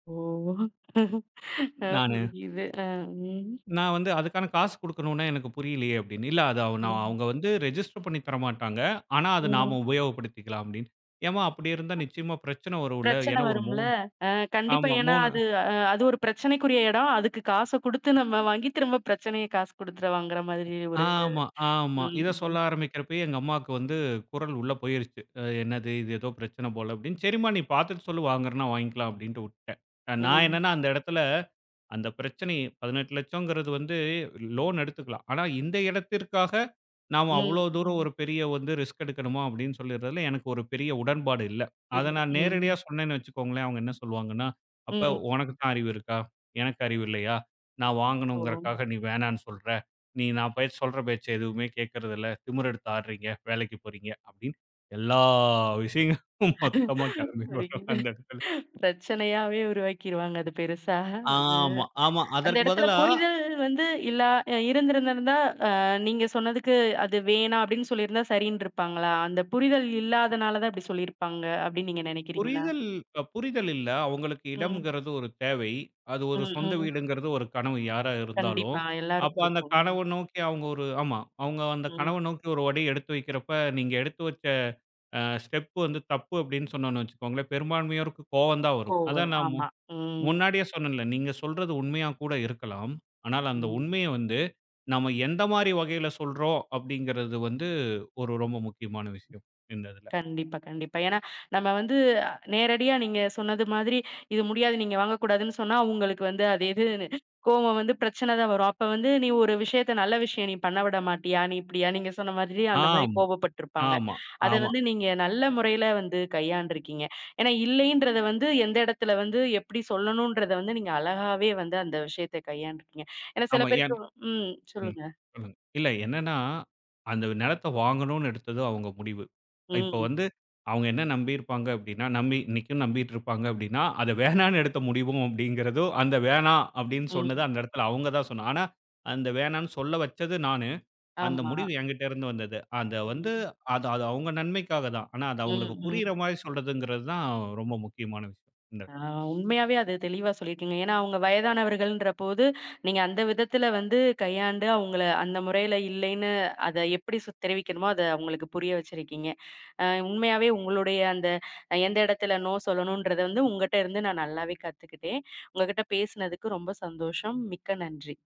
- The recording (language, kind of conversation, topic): Tamil, podcast, நீங்கள் “இல்லை” என்று சொல்ல வேண்டிய போது அதை எப்படி சொல்கிறீர்கள்?
- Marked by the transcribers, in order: drawn out: "ஓ!"; laughing while speaking: "ஆ. புரிஞ்சுது. ஆ, ம்"; in English: "ரெஜிஸ்டர்"; other noise; in English: "ரிஸ்க்"; other background noise; tapping; laughing while speaking: "எல்லா விஷயங்களும் மொத்தமா கிளம்பி வரும் அந்த இடத்துல"; drawn out: "எல்லா"; laughing while speaking: "வலிக்குது. பிரச்சனையாவே உருவாக்கிறுவாங்க. ஆ, அது பெருசா அந்த எடத்துல"; drawn out: "ஆமா"; in English: "ஸ்டெப்"; drawn out: "ஆ"